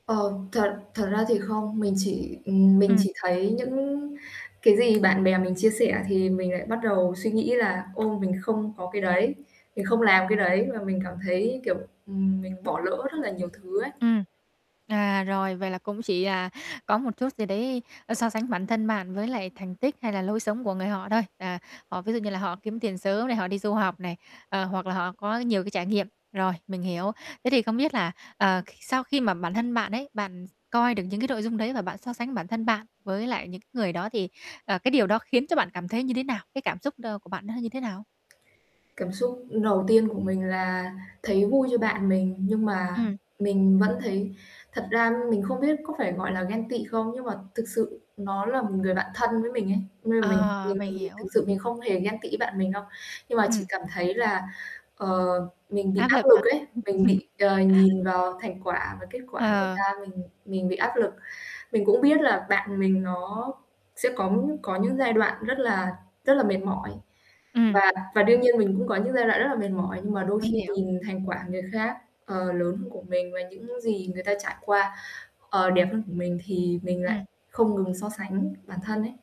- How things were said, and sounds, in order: static; distorted speech; tapping; other background noise; chuckle
- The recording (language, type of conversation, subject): Vietnamese, advice, Làm sao để không còn so sánh bản thân với người khác trên mạng xã hội nữa?